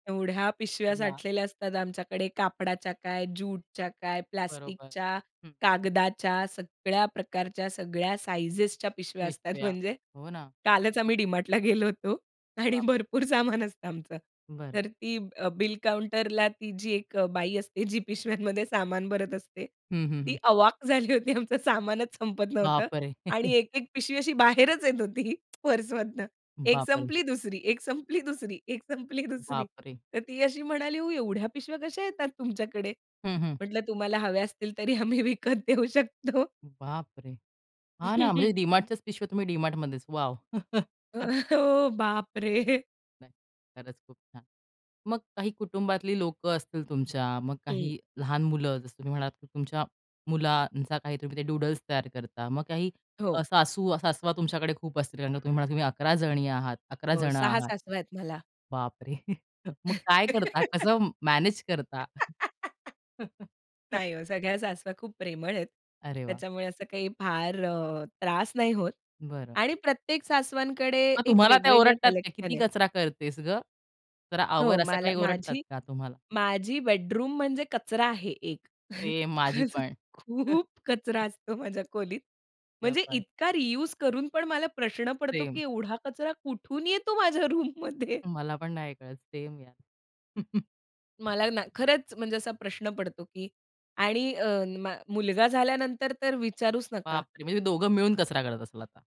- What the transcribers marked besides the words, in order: unintelligible speech; in English: "ज्यूटच्या"; tapping; laughing while speaking: "कालच आम्ही डी-मार्टला गेलो होतो. आणि भरपूर सामान असतं आमचं"; other background noise; laughing while speaking: "पिशव्यांमध्ये"; stressed: "अवाक"; laughing while speaking: "झाली होती. आमचं सामानच संपत नव्हतं"; chuckle; laughing while speaking: "बाहेरच येत होती पर्समधनं"; laughing while speaking: "तरी आम्ही विकत देऊ शकतो"; chuckle; chuckle; laughing while speaking: "अ, हो बाप रे!"; horn; laugh; chuckle; laugh; chuckle; other noise; chuckle; stressed: "खूप"; chuckle; in English: "रियुज"; unintelligible speech; surprised: "एवढा कचरा कुठून येतो माझ्या रूममध्ये"; in English: "रूममध्ये"; chuckle
- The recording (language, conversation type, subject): Marathi, podcast, घरात कचरा कमी करण्यासाठी तुमचे कोणते सोपे उपाय आहेत?